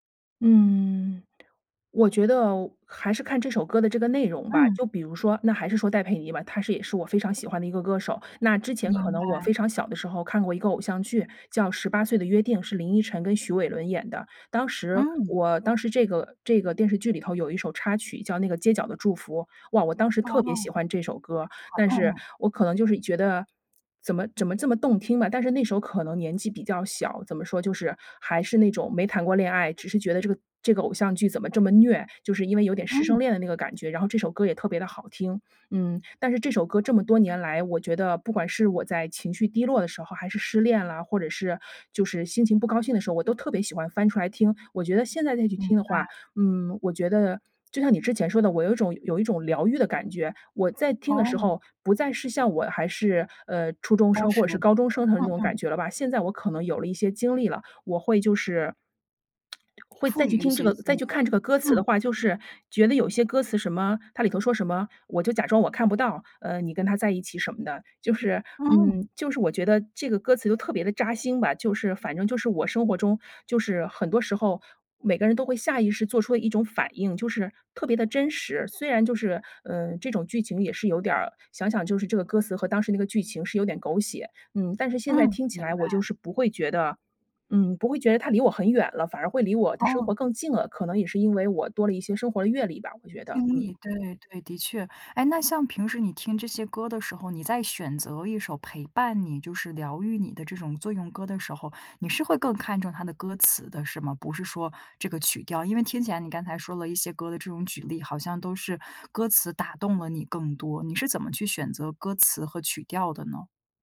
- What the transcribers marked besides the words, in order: lip smack; other background noise
- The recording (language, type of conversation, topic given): Chinese, podcast, 失恋后你会把歌单彻底换掉吗？